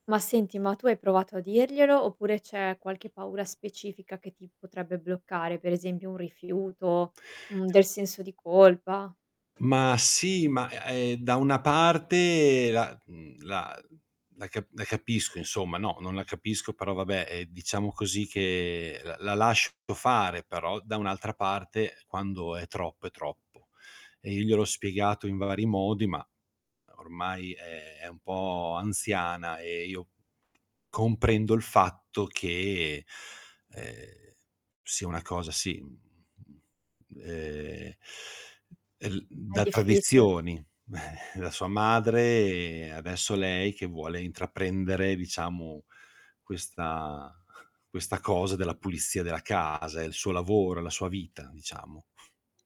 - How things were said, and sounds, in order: static; distorted speech; chuckle; other background noise; tapping
- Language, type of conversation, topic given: Italian, advice, Come descriveresti la tua paura di prendere decisioni per timore delle reazioni emotive altrui?